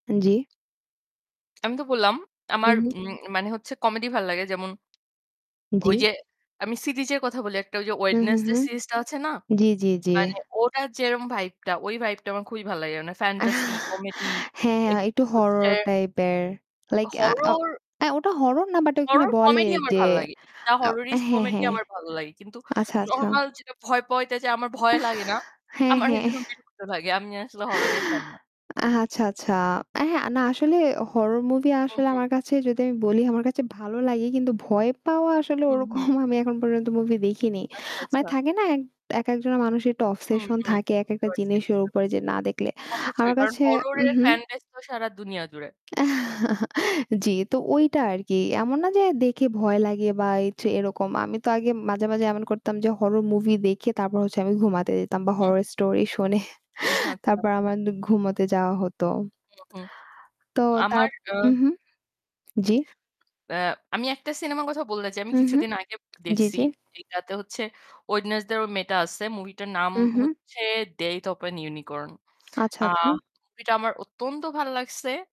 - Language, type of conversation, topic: Bengali, unstructured, কোন ধরনের সিনেমা দেখে তুমি সবচেয়ে বেশি আনন্দ পাও?
- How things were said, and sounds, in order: other background noise; "সিরিজের" said as "সিদিজের"; static; tapping; distorted speech; laughing while speaking: "আহ"; "হরর" said as "হররিস্ট"; laughing while speaking: "আহ"; laughing while speaking: "আমার যেরকম বিরক্ত লাগে"; laughing while speaking: "হ্যাঁ"; laughing while speaking: "ওরকম"; in English: "obsession"; chuckle; laughing while speaking: "শুনে"